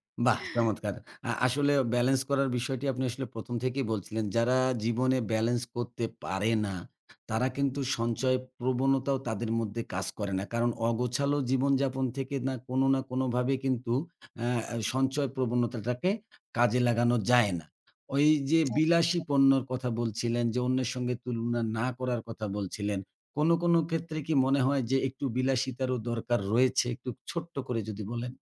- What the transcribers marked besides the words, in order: other background noise; tapping
- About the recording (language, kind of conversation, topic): Bengali, podcast, অর্থ নিয়ে আপনার বেশি ঝোঁক কোন দিকে—এখন খরচ করা, নাকি ভবিষ্যতের জন্য সঞ্চয় করা?